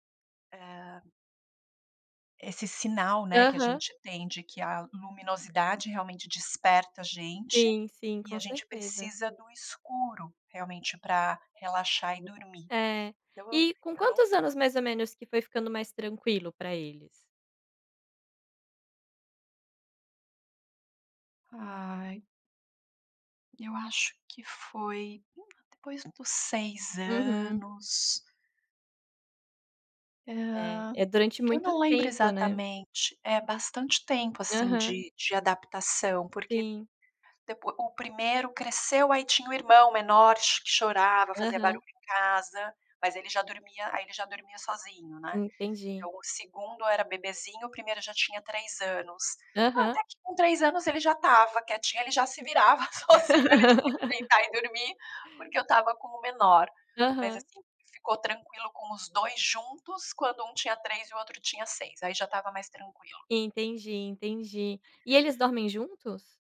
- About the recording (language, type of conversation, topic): Portuguese, podcast, Quais rituais ajudam você a dormir melhor?
- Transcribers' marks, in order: unintelligible speech; other background noise; laughing while speaking: "sozinho"; laugh